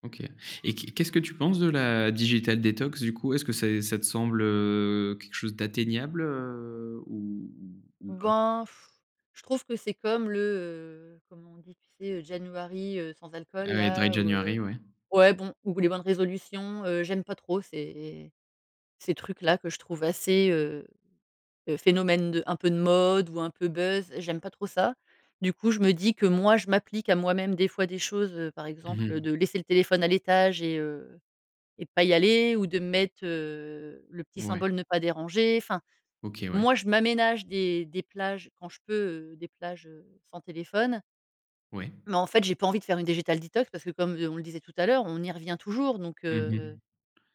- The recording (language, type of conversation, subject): French, podcast, Comment la technologie affecte-t-elle notre capacité d’écoute ?
- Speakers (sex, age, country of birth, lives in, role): female, 40-44, France, Netherlands, guest; male, 30-34, France, France, host
- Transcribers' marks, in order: in English: "digital detox"; drawn out: "heu"; blowing; in English: "January"; in English: "Dry January"; in English: "digital detox"